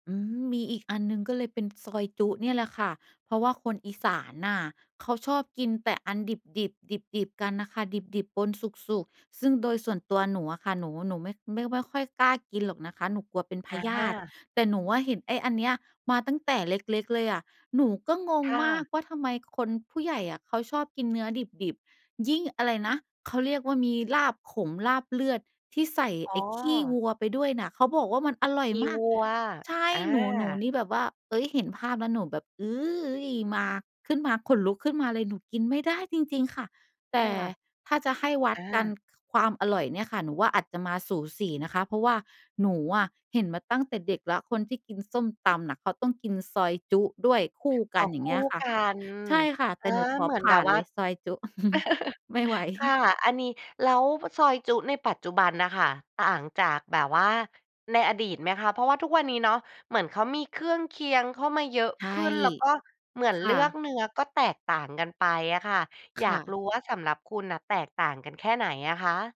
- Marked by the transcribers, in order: tapping; other noise; laugh; chuckle; laughing while speaking: "ไม่ไหว"
- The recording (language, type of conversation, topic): Thai, podcast, อาหารแบบบ้าน ๆ ของครอบครัวคุณบอกอะไรเกี่ยวกับวัฒนธรรมของคุณบ้าง?